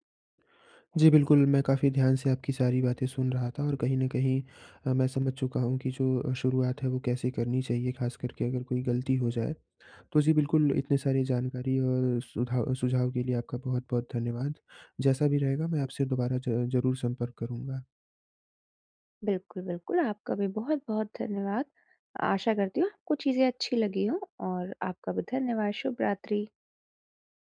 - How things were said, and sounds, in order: other background noise
- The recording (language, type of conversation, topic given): Hindi, advice, फिसलन के बाद फिर से शुरुआत कैसे करूँ?